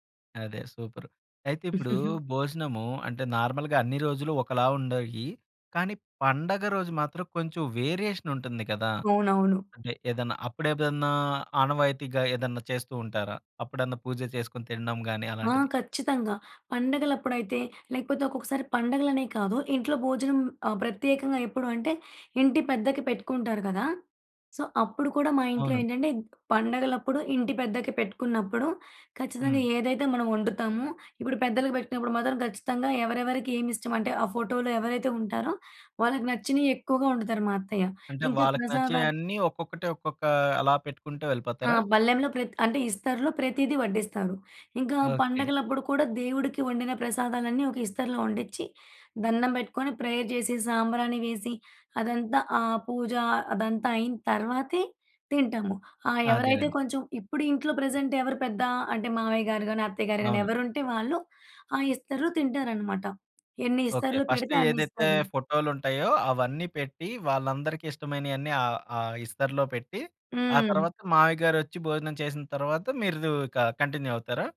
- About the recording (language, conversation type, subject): Telugu, podcast, మీ ఇంట్లో భోజనం మొదలయ్యే ముందు సాధారణంగా మీరు ఏమి చేస్తారు?
- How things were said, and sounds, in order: giggle; in English: "నార్మల్‌గా"; in English: "వేరియేషన్"; tapping; in English: "సో"; in English: "ఫోటోలో"; in English: "ప్రేయర్"; in English: "ప్రెజెంట్"; in English: "ఫస్ట్"; in English: "కంటిన్యూ"